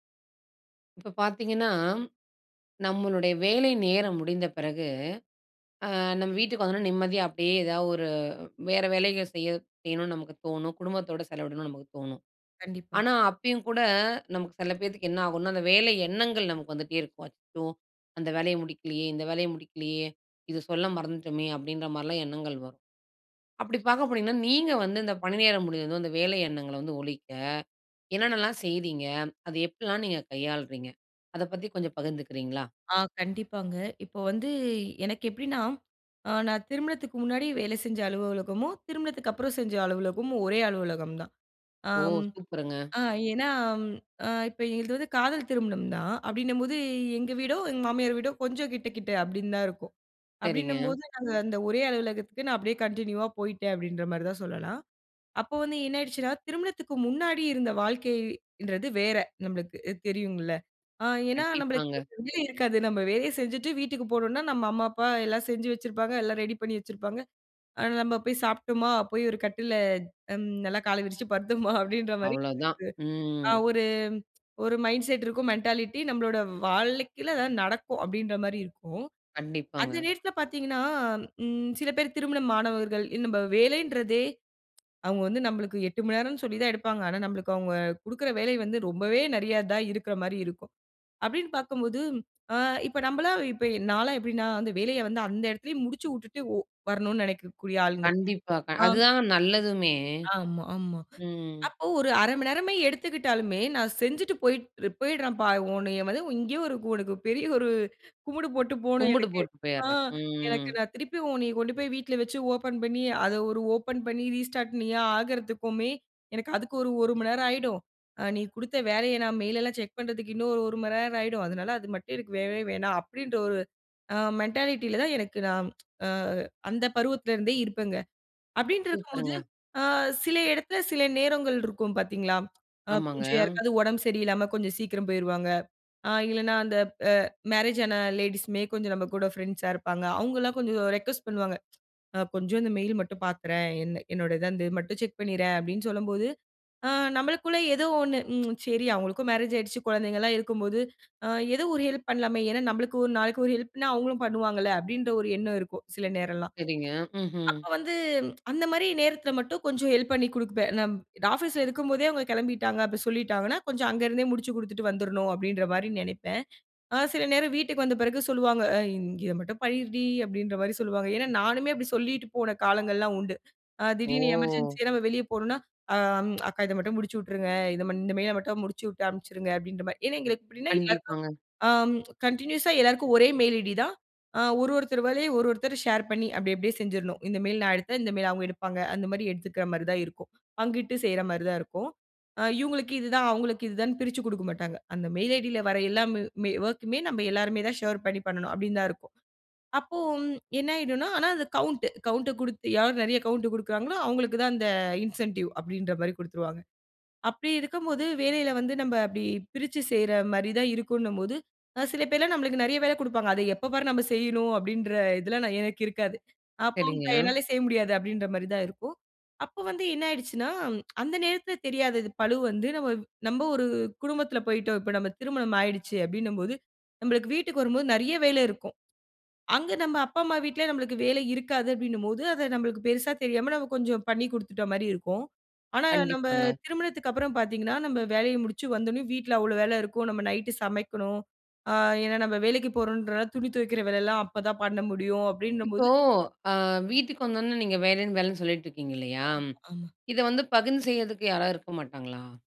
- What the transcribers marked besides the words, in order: "வந்தவுடனே" said as "வந்தவுன"; "தெரியும்ல" said as "தெரியுங்ல"; unintelligible speech; in English: "மைண்ட் செட்"; in English: "மென்டாலிட்டி"; "வாழ்க்கையில" said as "வாழுக்கையில"; drawn out: "ம்"; in English: "ரீஸ்டார்ட்"; "வேண்டவே" said as "வேவே"; in English: "மேரேஜ்"; in English: "லேடீஸுமே"; in English: "மேரேஜ்"; "நேரம்லாம்" said as "நேரன்லாம்"; tsk; drawn out: "ஓ!"; in English: "கன்டினியூஸா"; in English: "கவுண்ட்"; tsk; "வந்தவுடனே" said as "வந்தவுனே"
- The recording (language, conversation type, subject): Tamil, podcast, பணிநேரம் முடிந்ததும் வேலை பற்றிய எண்ணங்களை மனதிலிருந்து நீக்க நீங்கள் என்ன செய்கிறீர்கள்?